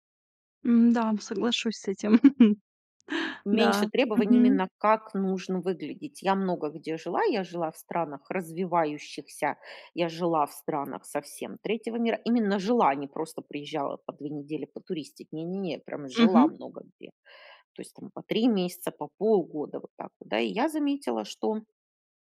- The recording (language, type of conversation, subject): Russian, podcast, Что обычно вдохновляет вас на смену внешности и обновление гардероба?
- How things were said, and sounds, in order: chuckle; other background noise